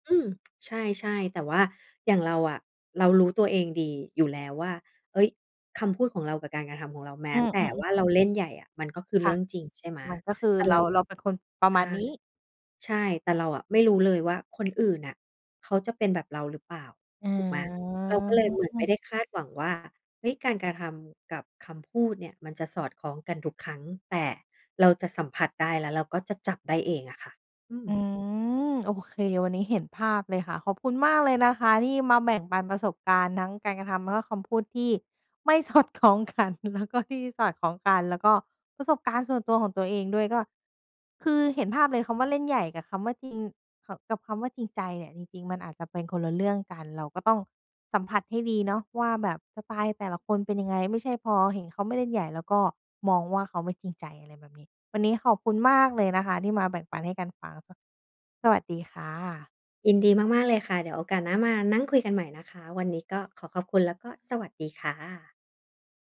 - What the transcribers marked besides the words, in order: drawn out: "อา"; laughing while speaking: "สอดคล้องกัน แล้วก็"; stressed: "มาก"
- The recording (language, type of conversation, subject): Thai, podcast, คำพูดที่สอดคล้องกับการกระทำสำคัญแค่ไหนสำหรับคุณ?